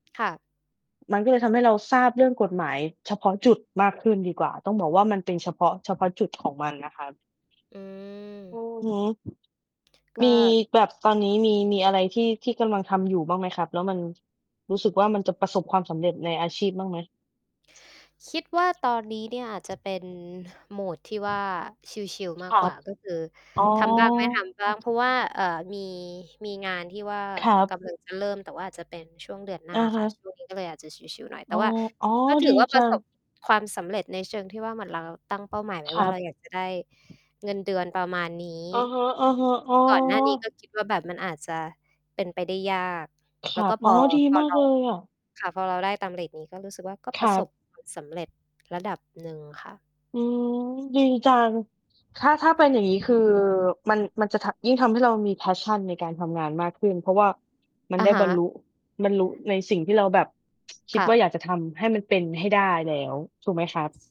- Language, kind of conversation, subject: Thai, unstructured, อะไรคือปัจจัยที่ทำให้คนประสบความสำเร็จในอาชีพ?
- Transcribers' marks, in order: distorted speech; tapping; other noise; drawn out: "อ๋อ"; in English: "Passion"; static; tsk